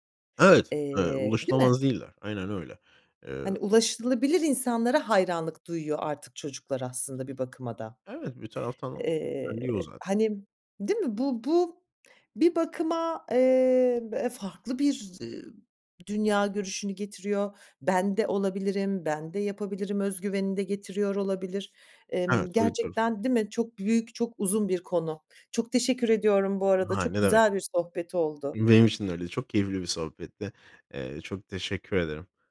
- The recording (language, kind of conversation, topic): Turkish, podcast, Fenomenlerin gençler üzerinde rol model etkisi hakkında ne düşünüyorsun?
- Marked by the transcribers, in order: other background noise; unintelligible speech